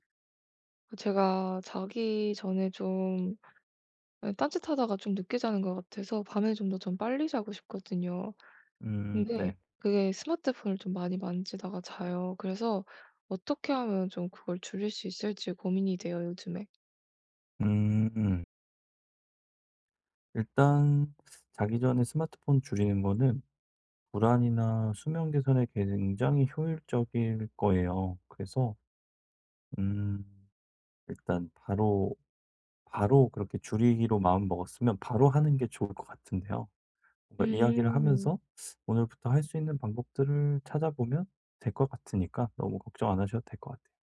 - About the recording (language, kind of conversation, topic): Korean, advice, 자기 전에 스마트폰 사용을 줄여 더 빨리 잠들려면 어떻게 시작하면 좋을까요?
- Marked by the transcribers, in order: tapping; other background noise